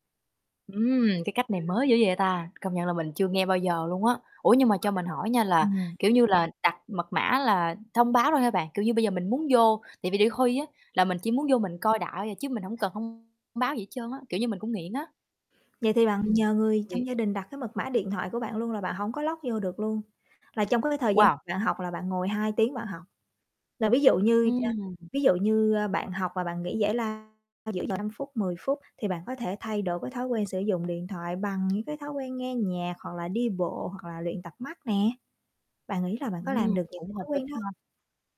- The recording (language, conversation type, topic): Vietnamese, advice, Làm sao để bớt mất tập trung vì thói quen dùng điện thoại trước khi đi ngủ?
- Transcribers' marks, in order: tapping; other background noise; static; unintelligible speech; distorted speech; unintelligible speech; in English: "log"; unintelligible speech